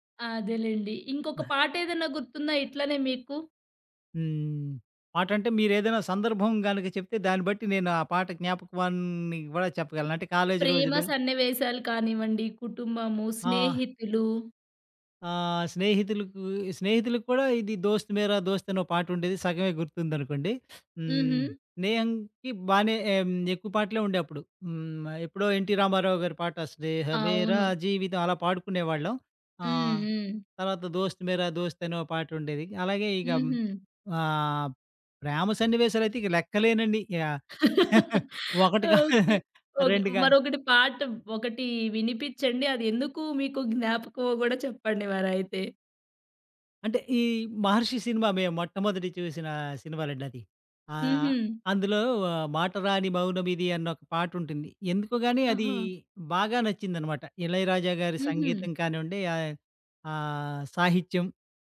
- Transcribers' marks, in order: unintelligible speech; in Hindi: "దోస్త్ మేర, దోస్త్"; sniff; in Hindi: "దోస్త్ మర దోస్త్"; chuckle; other background noise
- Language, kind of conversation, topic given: Telugu, podcast, పాత పాట వింటే గుర్తుకు వచ్చే ఒక్క జ్ఞాపకం ఏది?